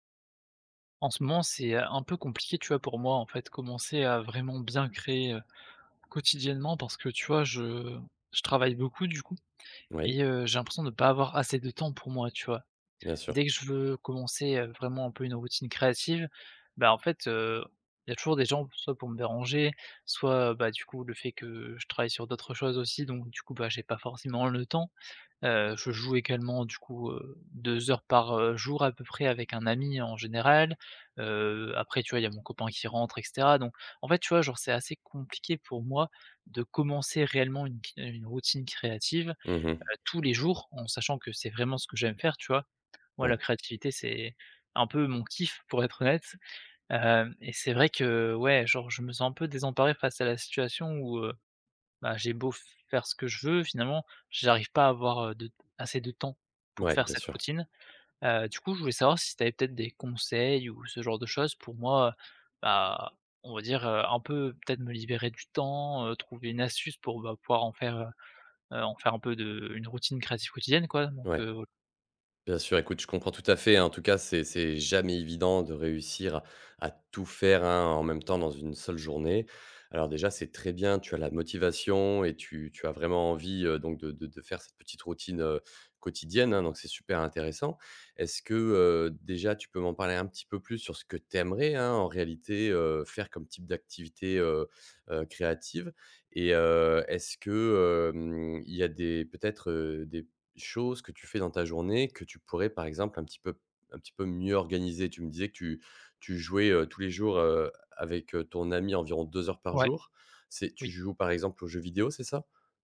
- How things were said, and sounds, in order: tapping
- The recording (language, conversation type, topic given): French, advice, Pourquoi m'est-il impossible de commencer une routine créative quotidienne ?